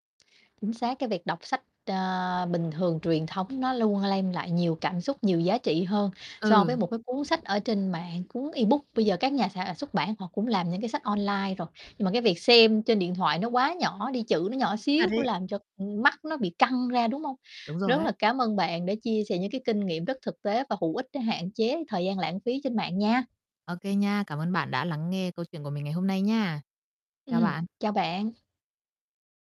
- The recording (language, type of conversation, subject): Vietnamese, podcast, Bạn có cách nào để hạn chế lãng phí thời gian khi dùng mạng không?
- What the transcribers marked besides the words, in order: static; tapping; in English: "ebook"; other background noise